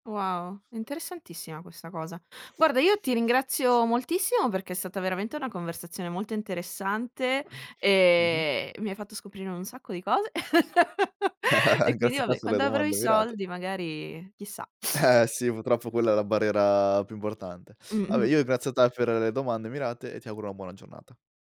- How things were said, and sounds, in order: other background noise; unintelligible speech; drawn out: "e"; chuckle
- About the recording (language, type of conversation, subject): Italian, podcast, Quali tecnologie renderanno più facile la vita degli anziani?